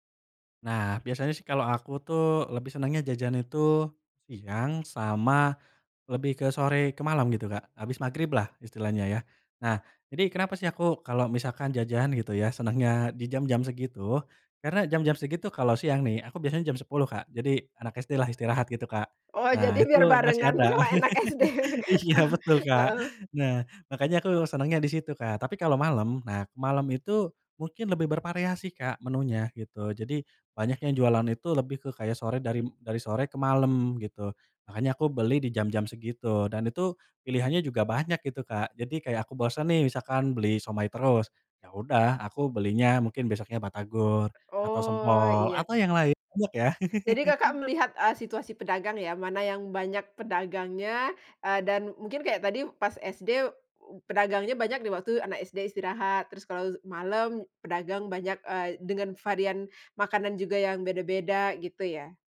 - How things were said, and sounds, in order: tapping; laugh; laughing while speaking: "sama anak SD"; laughing while speaking: "iya"; laugh; other background noise; laugh
- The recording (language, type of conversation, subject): Indonesian, podcast, Apa makanan jalanan favoritmu yang paling membuatmu merasa bahagia?